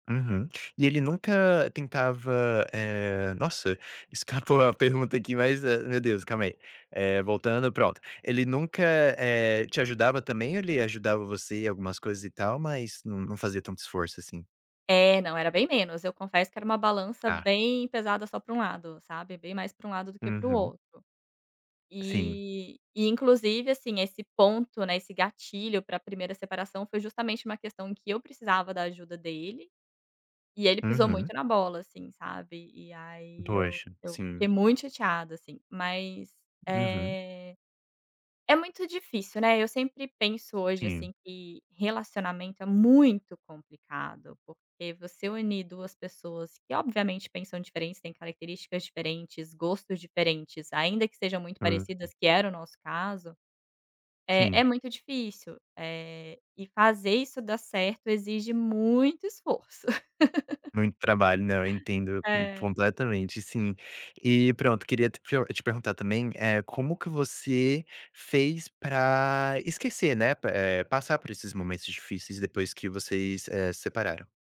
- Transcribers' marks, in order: tapping; stressed: "muito"; laugh
- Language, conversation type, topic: Portuguese, podcast, Qual é um arrependimento que você ainda carrega?